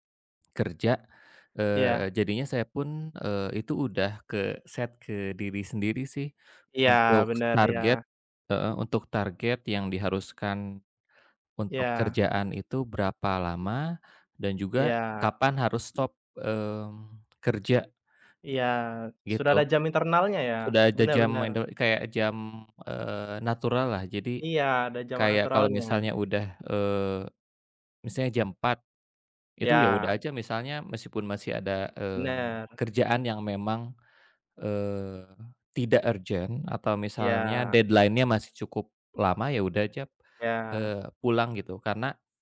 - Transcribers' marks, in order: in English: "ke-set"; in English: "deadline-nya"
- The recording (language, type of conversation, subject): Indonesian, unstructured, Bagaimana cara Anda menjaga keseimbangan antara pekerjaan dan waktu luang?